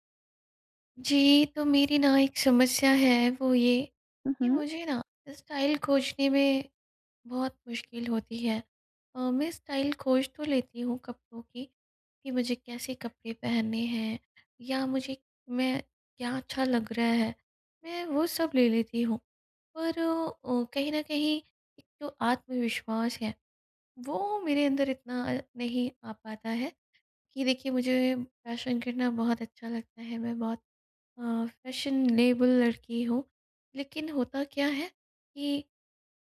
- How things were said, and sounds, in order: tapping; in English: "स्टाइल"; in English: "स्टाइल"; in English: "फैशन"; in English: "फैशनेबल"
- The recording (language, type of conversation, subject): Hindi, advice, अपना स्टाइल खोजने के लिए मुझे आत्मविश्वास और सही मार्गदर्शन कैसे मिल सकता है?
- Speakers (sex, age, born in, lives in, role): female, 30-34, India, India, advisor; female, 35-39, India, India, user